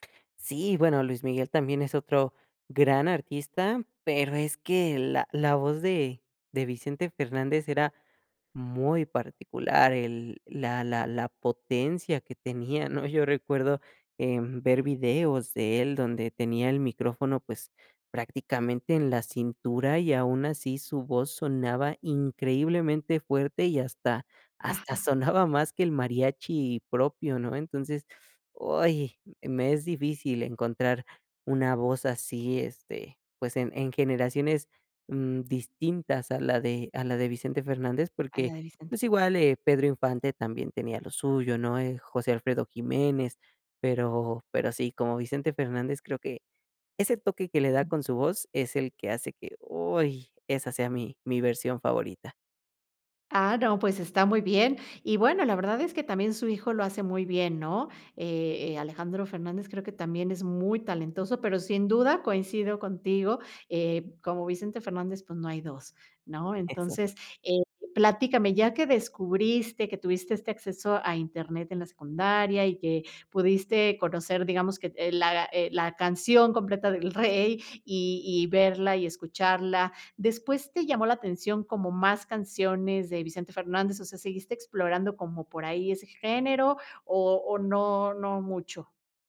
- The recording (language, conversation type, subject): Spanish, podcast, ¿Qué canción te conecta con tu cultura?
- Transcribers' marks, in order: other noise; laughing while speaking: "Rey"